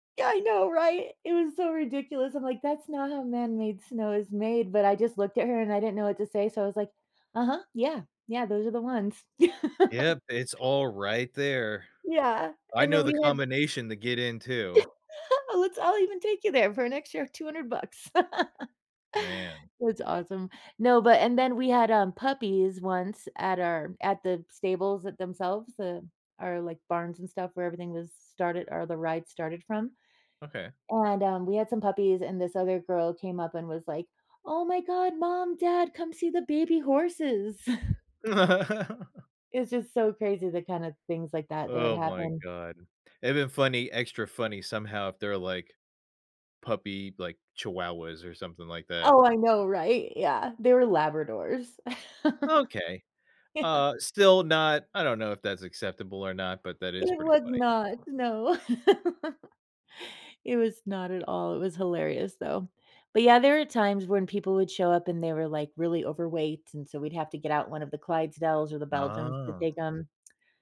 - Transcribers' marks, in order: laughing while speaking: "Yeah. I know. Right? It was so ridiculous"; laugh; laugh; laughing while speaking: "Let's I'll even take you"; laugh; chuckle; background speech; laugh; laughing while speaking: "Yeah"; laugh
- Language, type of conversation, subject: English, unstructured, What keeps me laughing instead of quitting when a hobby goes wrong?